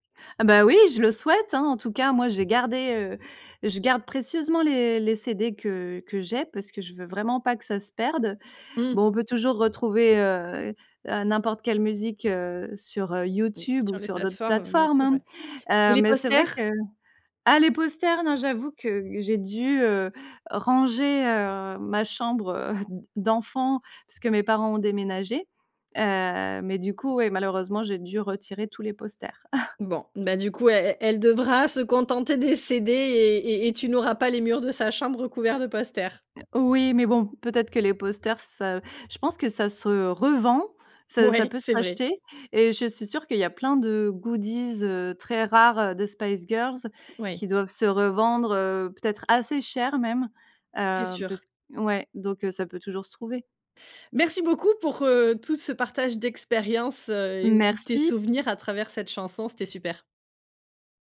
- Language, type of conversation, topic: French, podcast, Quelle chanson te rappelle ton enfance ?
- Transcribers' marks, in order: tapping; chuckle; other noise; laughing while speaking: "Ouais"